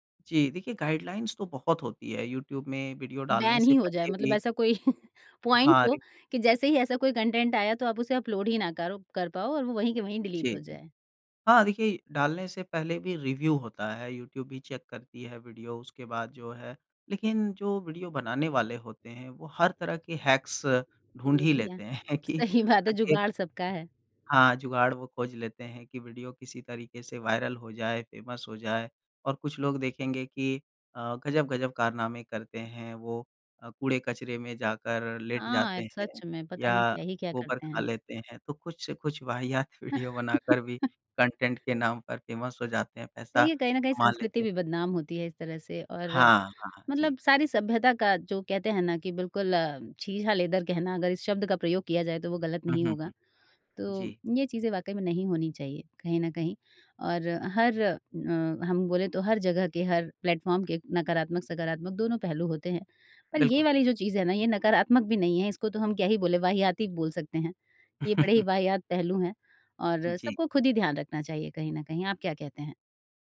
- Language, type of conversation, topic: Hindi, podcast, कंटेंट बनाते समय आप आमतौर पर नए विचार कहाँ से लेते हैं?
- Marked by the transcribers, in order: in English: "गाइडलाइंस"; laughing while speaking: "कोई"; in English: "पॉइंट"; in English: "कंटेंट"; in English: "डिलीट"; in English: "रिव्यू"; in English: "चेक"; in English: "हैक्स"; laughing while speaking: "सही बात है"; laughing while speaking: "हैं कि"; in English: "फेमस"; laughing while speaking: "वाहियात वीडियो"; laugh; in English: "कंटेंट"; in English: "फेमस"; chuckle